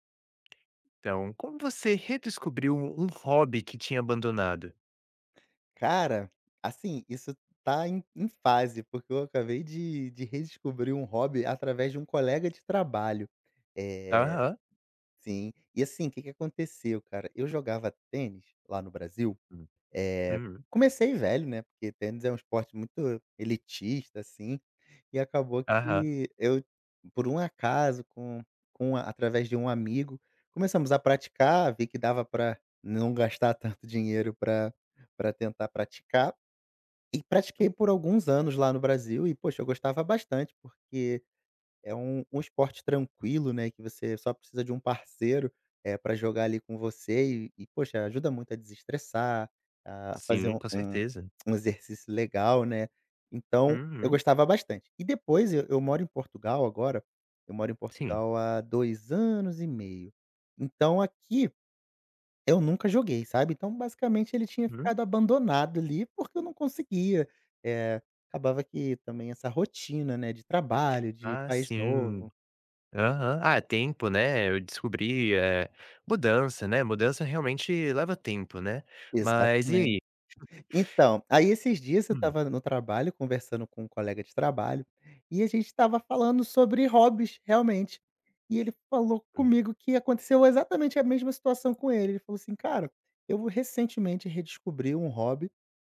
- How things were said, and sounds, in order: other background noise; tapping; laughing while speaking: "tanto"; chuckle
- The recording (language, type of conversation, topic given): Portuguese, podcast, Como você redescobriu um hobby que tinha abandonado?